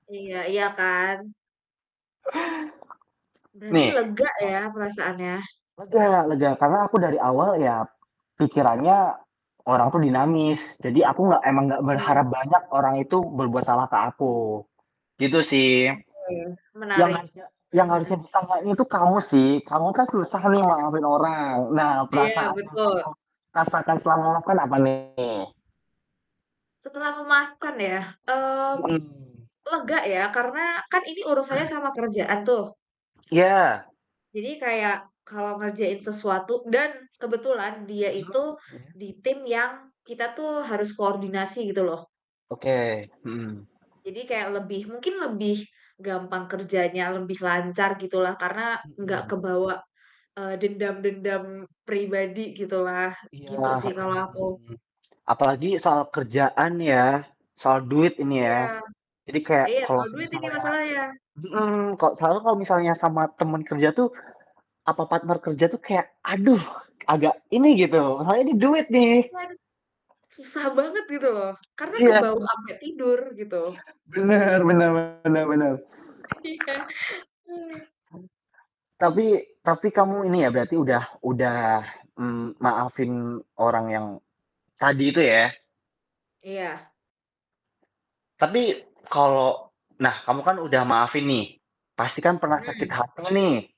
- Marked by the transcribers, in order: tapping; distorted speech; other background noise; throat clearing; laughing while speaking: "Iya"
- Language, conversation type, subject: Indonesian, unstructured, Apakah kamu pernah merasa sulit memaafkan seseorang, dan apa alasannya?
- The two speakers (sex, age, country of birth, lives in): female, 25-29, Indonesia, Indonesia; male, 20-24, Indonesia, Indonesia